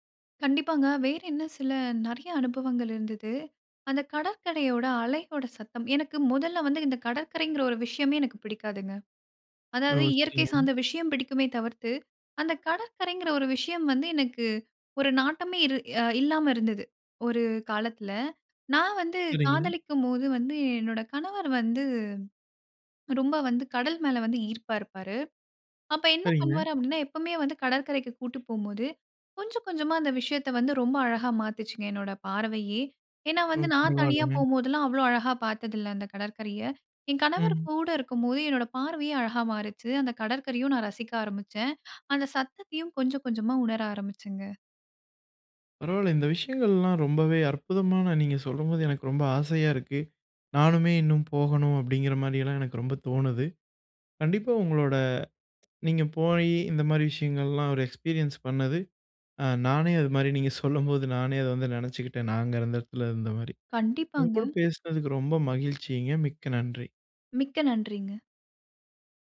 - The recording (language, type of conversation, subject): Tamil, podcast, உங்களின் கடற்கரை நினைவொன்றை பகிர முடியுமா?
- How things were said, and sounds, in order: "வேறு" said as "வேற"; breath; in English: "எக்ஸ்பீரியன்ஸ்"